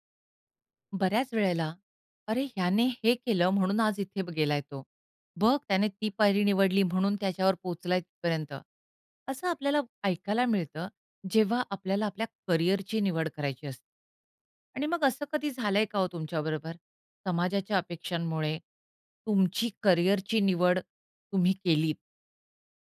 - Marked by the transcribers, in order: none
- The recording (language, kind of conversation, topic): Marathi, podcast, तुम्ही समाजाच्या अपेक्षांमुळे करिअरची निवड केली होती का?